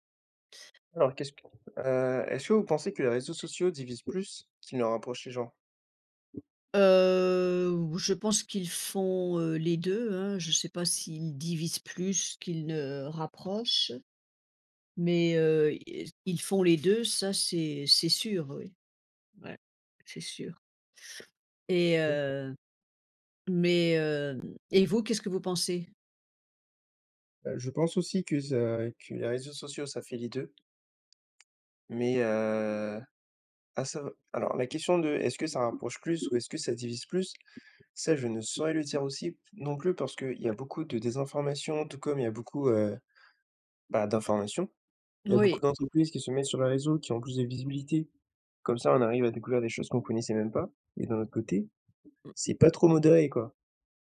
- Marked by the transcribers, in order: other background noise; tapping
- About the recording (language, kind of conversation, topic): French, unstructured, Penses-tu que les réseaux sociaux divisent davantage qu’ils ne rapprochent les gens ?